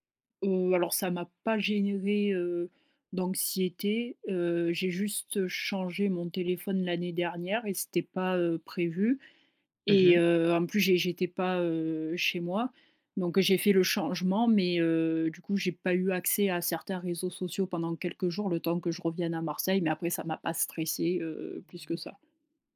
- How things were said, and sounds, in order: alarm
- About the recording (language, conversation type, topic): French, podcast, Comment protéger facilement nos données personnelles, selon toi ?